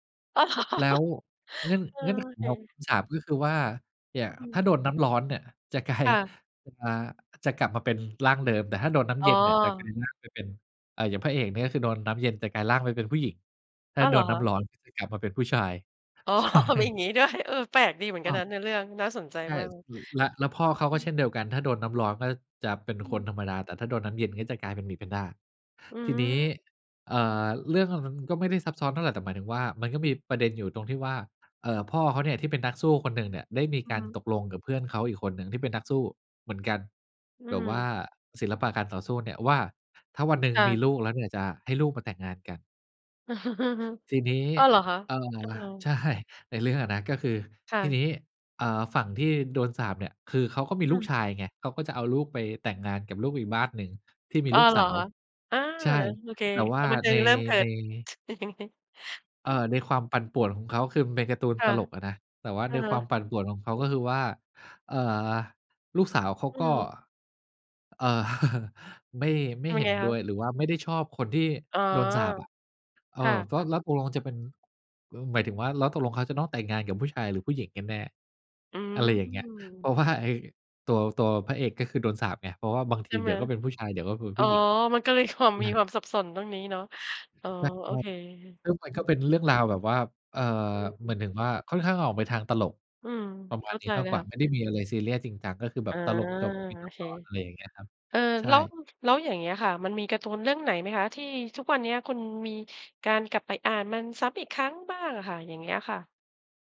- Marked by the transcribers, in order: laughing while speaking: "อ้าว เหรอ"; laughing while speaking: "จะกลาย"; laughing while speaking: "อ๋อ มีอย่างงี้ด้วย"; laughing while speaking: "ใช่"; chuckle; laughing while speaking: "ใช่"; tsk; chuckle; laughing while speaking: "เอ่อ"; laughing while speaking: "เพราะว่า"; laughing while speaking: "ความ"
- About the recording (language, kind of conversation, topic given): Thai, podcast, หนังเรื่องไหนทำให้คุณคิดถึงความทรงจำเก่าๆ บ้าง?